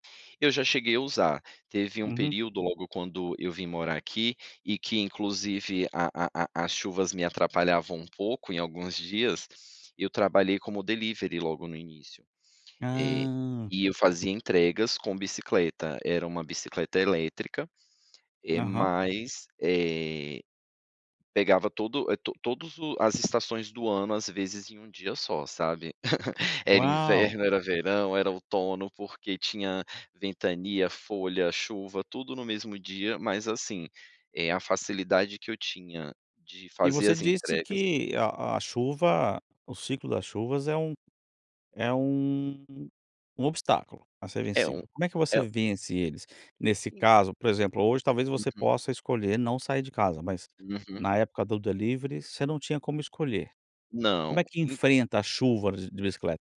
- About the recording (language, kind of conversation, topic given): Portuguese, podcast, Como o ciclo das chuvas afeta seu dia a dia?
- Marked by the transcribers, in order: tapping; other background noise; laugh